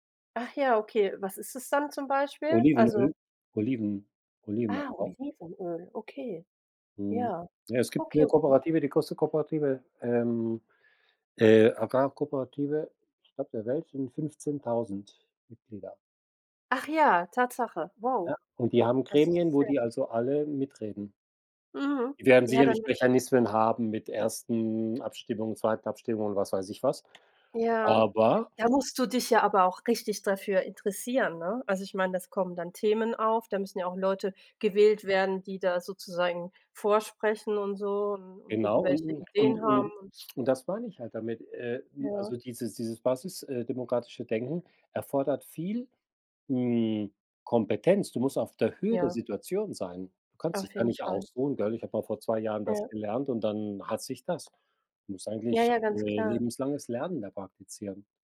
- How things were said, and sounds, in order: other background noise
- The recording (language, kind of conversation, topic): German, unstructured, Wie wichtig ist dir Demokratie im Alltag?